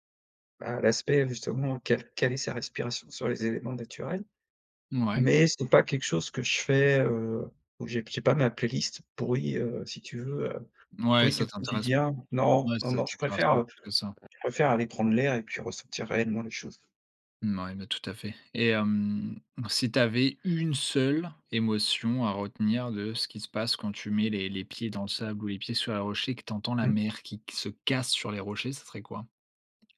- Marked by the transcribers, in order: other background noise; stressed: "une"; stressed: "casse"
- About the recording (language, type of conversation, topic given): French, podcast, Quel bruit naturel t’apaise instantanément ?